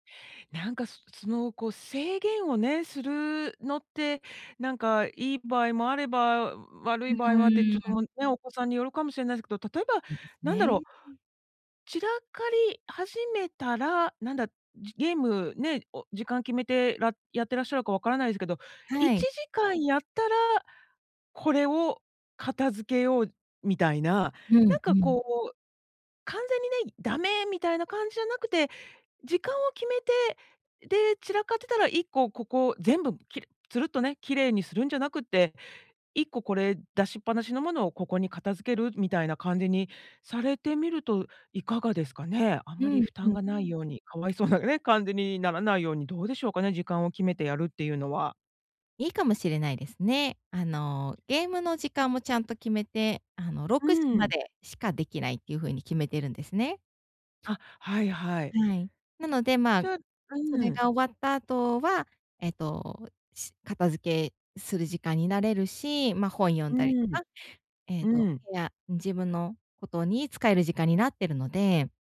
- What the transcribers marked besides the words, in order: laughing while speaking: "かわいそうなね"
- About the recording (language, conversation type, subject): Japanese, advice, 家の散らかりは私のストレスにどのような影響を与えますか？